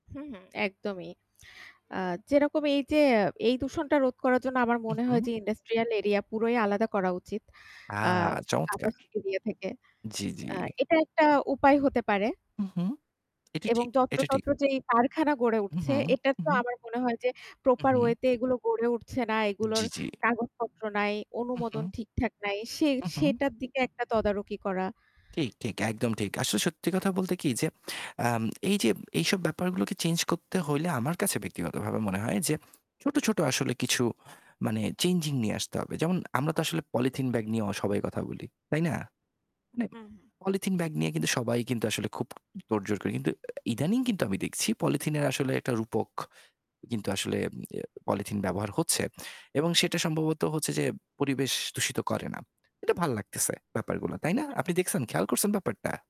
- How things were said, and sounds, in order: static; other background noise; distorted speech
- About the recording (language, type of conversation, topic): Bengali, unstructured, পরিবেশ দূষণ কমাতে আমরা কী করতে পারি?